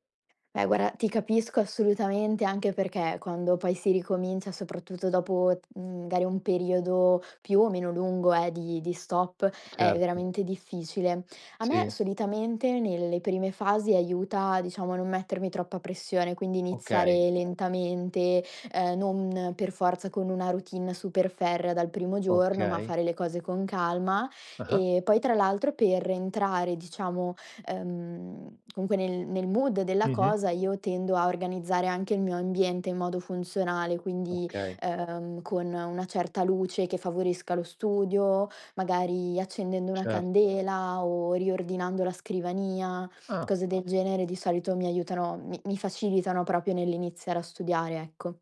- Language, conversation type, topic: Italian, podcast, Come costruire una buona routine di studio che funzioni davvero?
- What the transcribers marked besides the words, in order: in English: "mood"; "proprio" said as "propio"